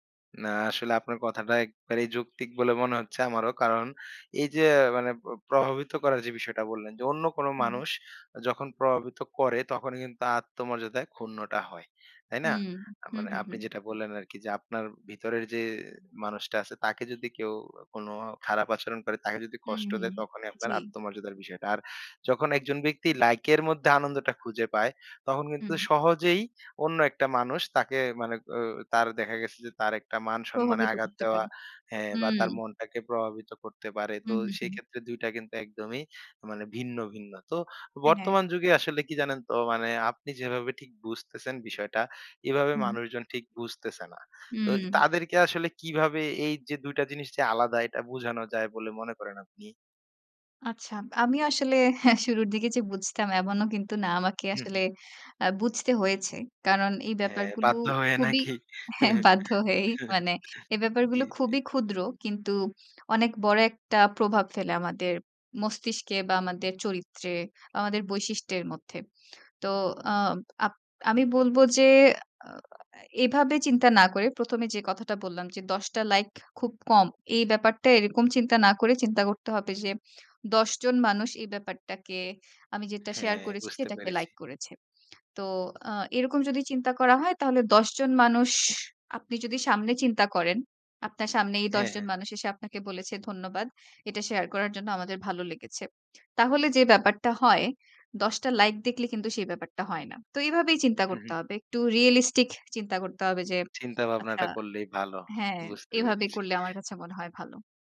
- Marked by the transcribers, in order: horn; scoff; laughing while speaking: "হ্যাঁ বাধ্য হয়েই, মানে"; chuckle; in English: "রিয়েলিস্টিক"
- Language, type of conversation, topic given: Bengali, podcast, লাইকের সংখ্যা কি তোমার আত্মমর্যাদাকে প্রভাবিত করে?